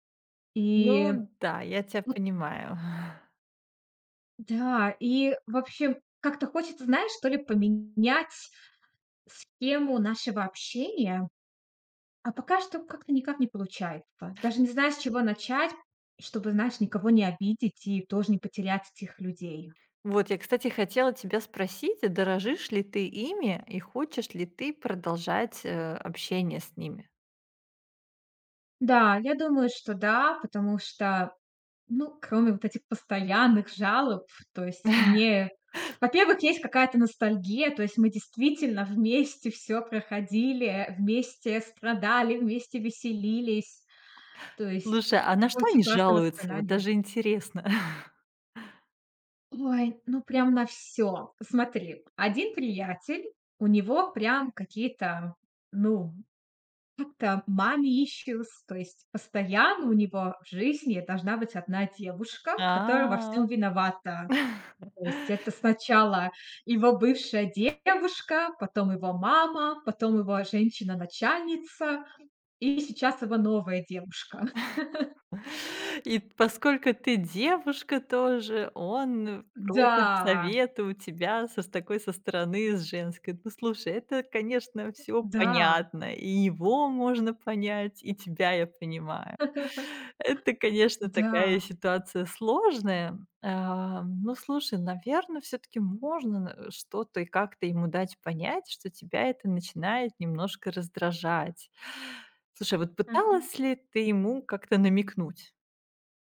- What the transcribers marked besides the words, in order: chuckle; tapping; other background noise; chuckle; chuckle; in English: "mommy issues"; chuckle; chuckle; other noise; laugh
- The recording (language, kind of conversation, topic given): Russian, advice, Как поступить, если друзья постоянно пользуются мной и не уважают мои границы?